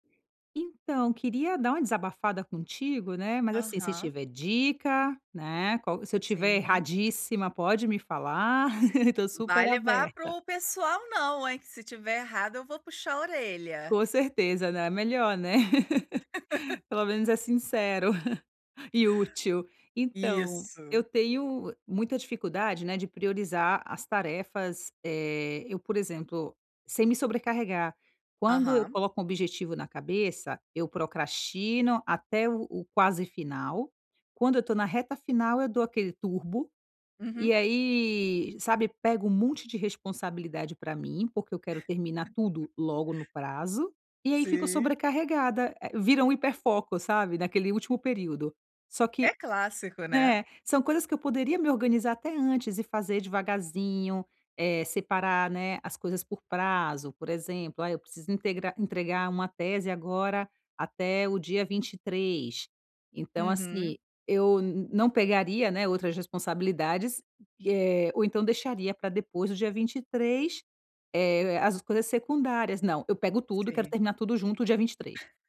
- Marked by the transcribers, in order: laugh; laugh; laugh
- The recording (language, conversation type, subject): Portuguese, advice, Como posso priorizar tarefas para crescer sem me sobrecarregar?